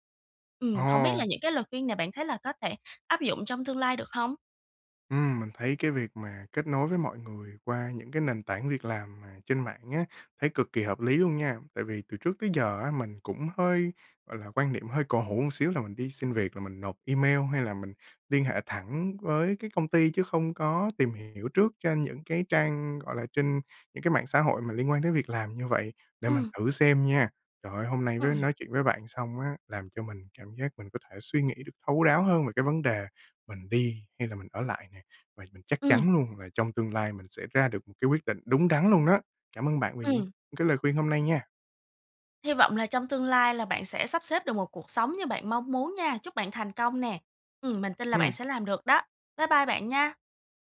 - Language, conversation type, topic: Vietnamese, advice, Làm thế nào để vượt qua nỗi sợ khi phải đưa ra những quyết định lớn trong đời?
- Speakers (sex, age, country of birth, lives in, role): female, 25-29, Vietnam, Vietnam, advisor; male, 20-24, Vietnam, Germany, user
- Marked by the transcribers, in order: tapping; other background noise